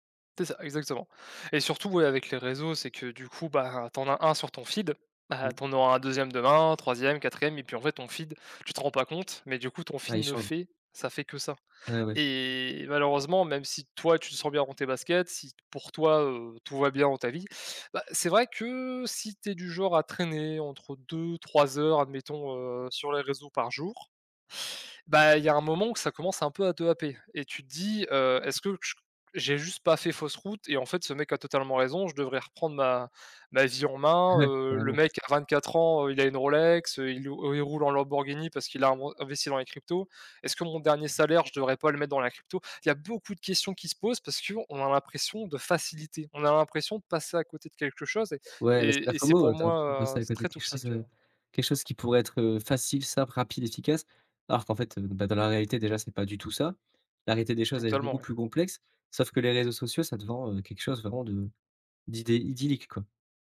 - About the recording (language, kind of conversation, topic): French, podcast, Comment fais-tu pour éviter de te comparer aux autres sur les réseaux sociaux ?
- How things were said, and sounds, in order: other background noise; tapping; laughing while speaking: "Ouais"; stressed: "beaucoup"